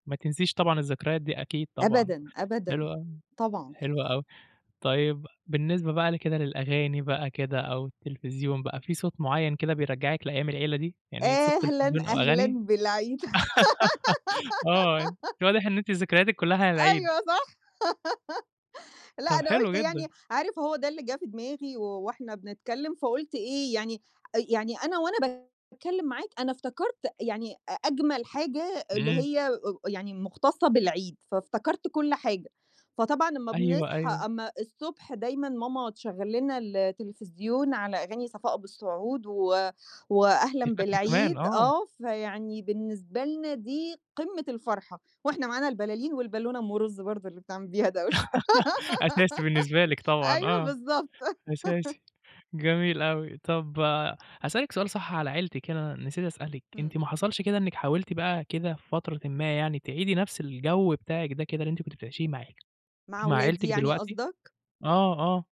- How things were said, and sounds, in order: background speech; singing: "أهلًا، أهلًا بالعيد"; giggle; joyful: "أيوه، صح"; laugh; tapping; other background noise; laugh; giggle; laugh
- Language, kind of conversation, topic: Arabic, podcast, إيه أجمل ذكرى من طفولتك مع العيلة؟